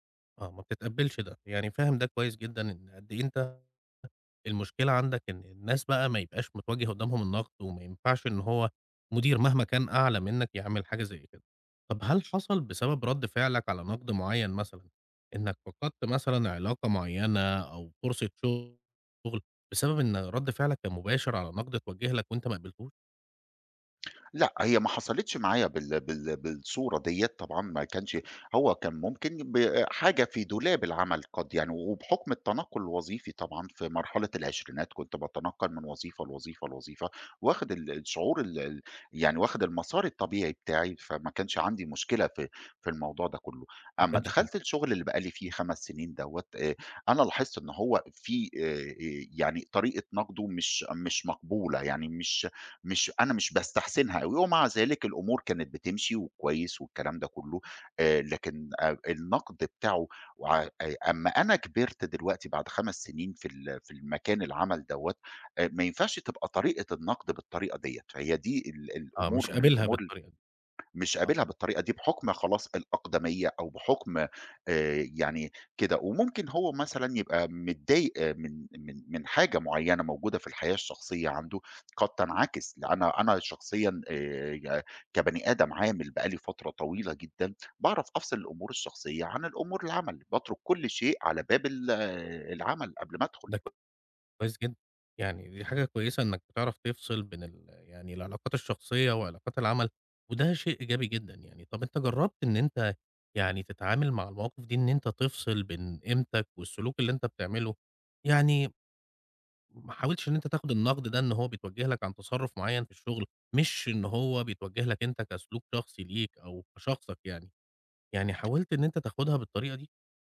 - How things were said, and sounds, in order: tapping
- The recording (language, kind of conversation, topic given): Arabic, advice, إزاي حسّيت بعد ما حد انتقدك جامد وخلاك تتأثر عاطفيًا؟